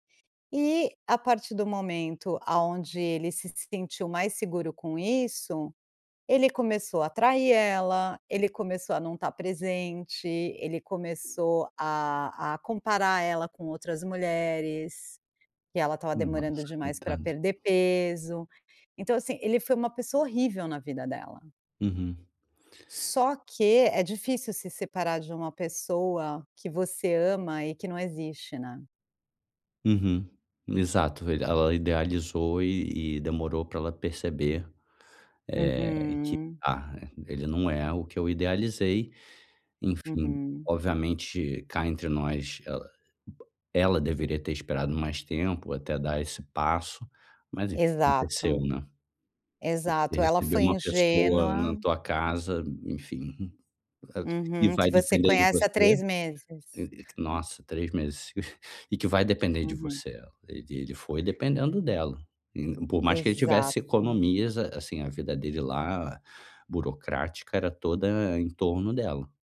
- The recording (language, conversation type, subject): Portuguese, advice, Como posso apoiar um amigo que está enfrentando uma perda?
- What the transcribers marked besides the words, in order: tapping; other noise; other background noise; unintelligible speech; chuckle